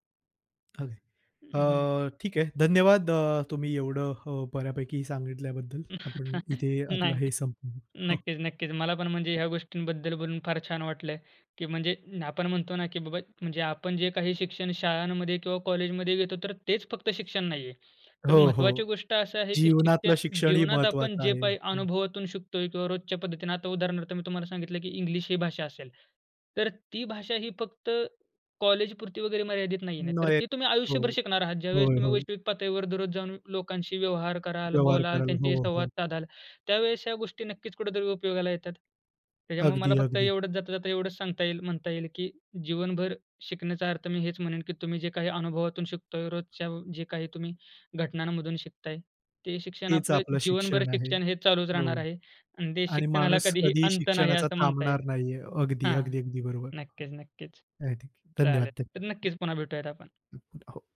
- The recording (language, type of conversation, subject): Marathi, podcast, जीवनभर शिक्षणाचा अर्थ तुम्हाला काय वाटतो?
- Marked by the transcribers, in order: unintelligible speech; chuckle; tapping; unintelligible speech; unintelligible speech; unintelligible speech